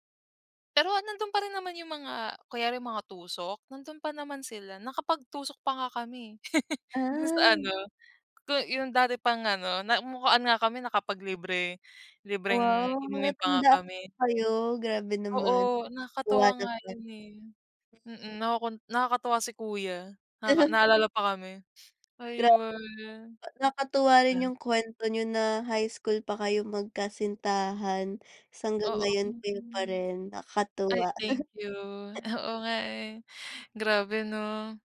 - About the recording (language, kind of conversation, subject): Filipino, unstructured, Ano ang mga pagbabagong nagulat ka sa lugar ninyo?
- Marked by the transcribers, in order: chuckle; chuckle; other noise; tapping; chuckle; other background noise